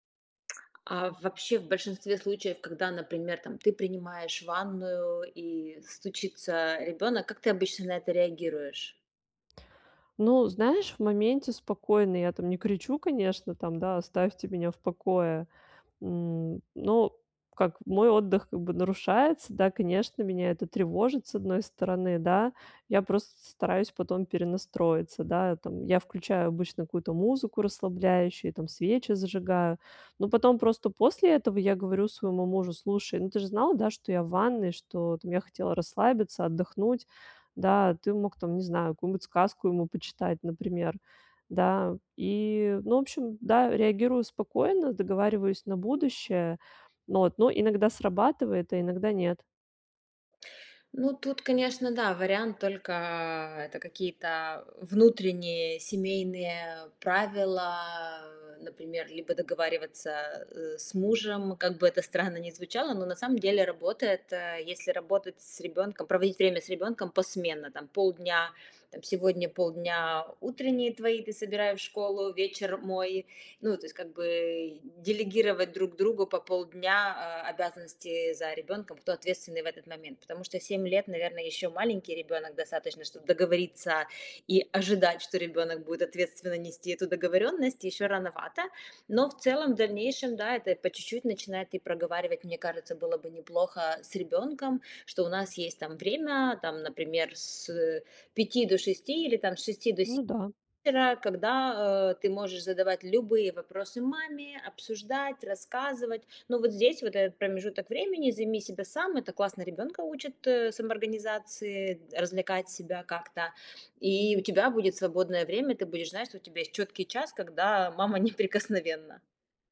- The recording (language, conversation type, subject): Russian, advice, Как мне справляться с частыми прерываниями отдыха дома?
- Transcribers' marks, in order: tapping; laughing while speaking: "мама неприкосновенна"